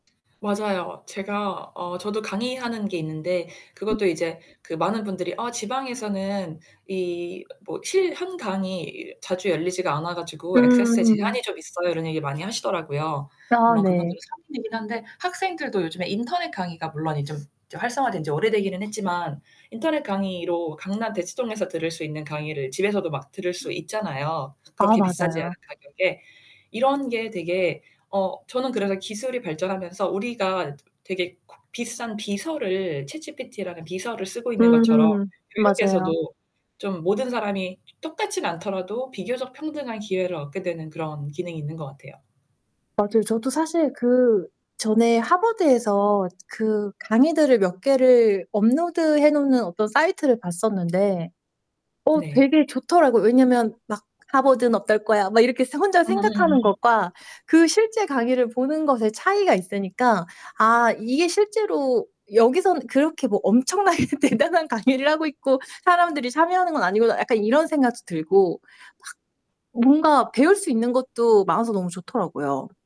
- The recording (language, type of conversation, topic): Korean, unstructured, 기술 발전이 우리의 일상에 어떤 긍정적인 영향을 미칠까요?
- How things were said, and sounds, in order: static; other background noise; distorted speech; gasp; tapping; laughing while speaking: "엄청나게 대단한 강의를"